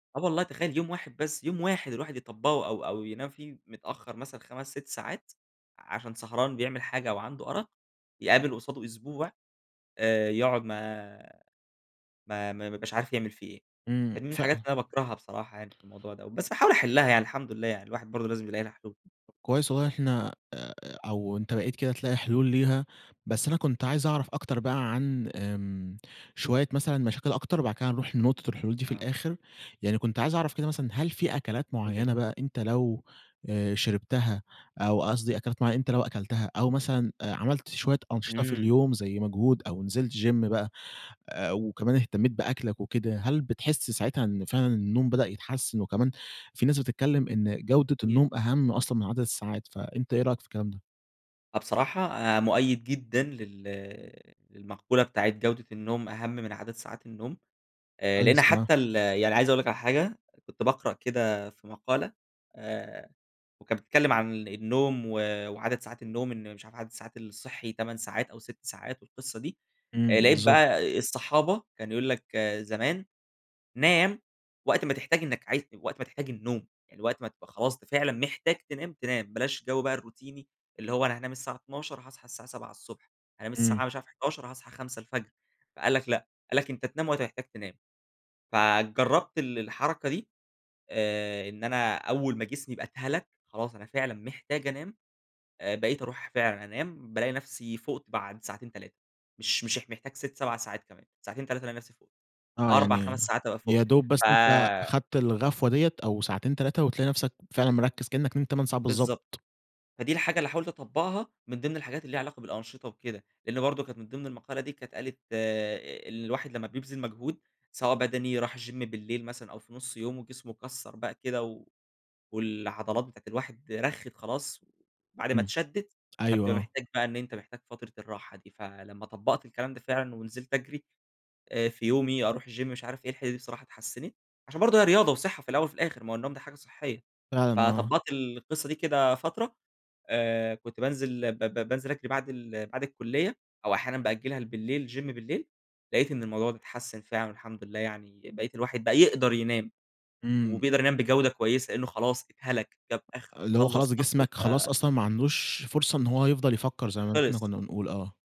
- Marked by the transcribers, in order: in English: "gym"; in English: "الروتيني"; in English: "الgym"; in English: "الgym"; in English: "gym"
- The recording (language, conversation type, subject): Arabic, podcast, إيه أهم نصايحك للي عايز ينام أسرع؟